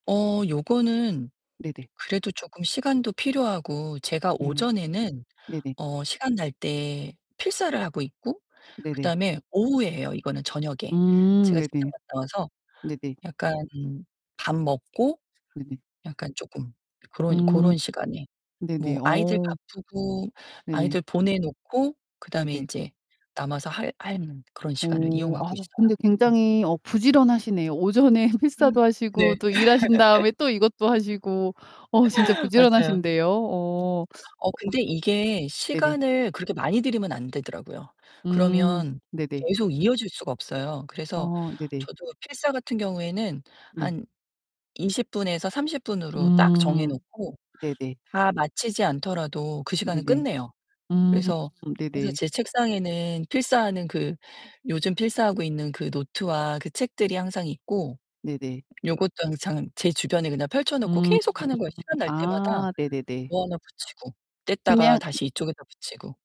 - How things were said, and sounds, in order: tapping; distorted speech; "하는" said as "할는"; laughing while speaking: "오전에"; laugh; other background noise; teeth sucking
- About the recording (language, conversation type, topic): Korean, podcast, 요즘 즐기고 있는 창작 취미는 무엇인가요?